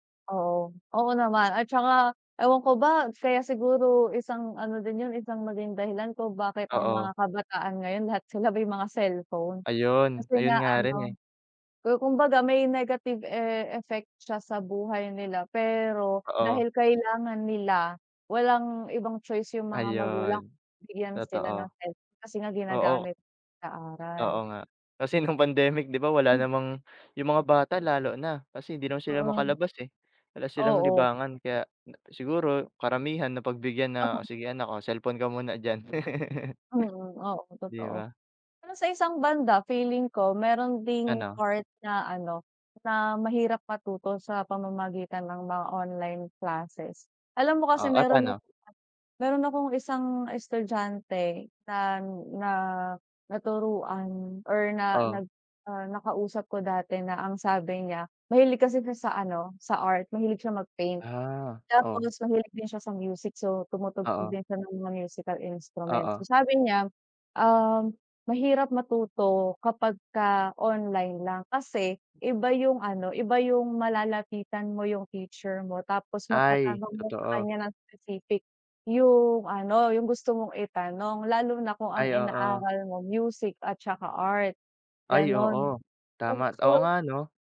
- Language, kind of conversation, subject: Filipino, unstructured, Paano binabago ng teknolohiya ang paraan ng pag-aaral?
- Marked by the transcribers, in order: laugh